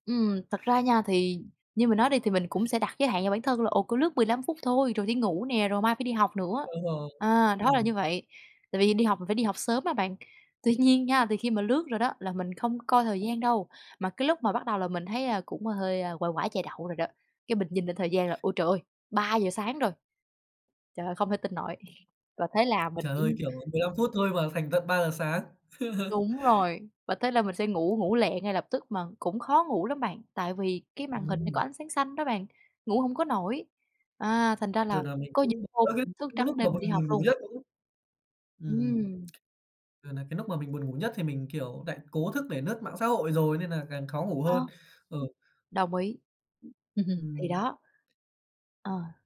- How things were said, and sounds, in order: other background noise; tapping; laugh; unintelligible speech; "lướt" said as "nướt"; laugh
- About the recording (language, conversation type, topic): Vietnamese, podcast, Bạn cân bằng giữa đời thực và đời ảo như thế nào?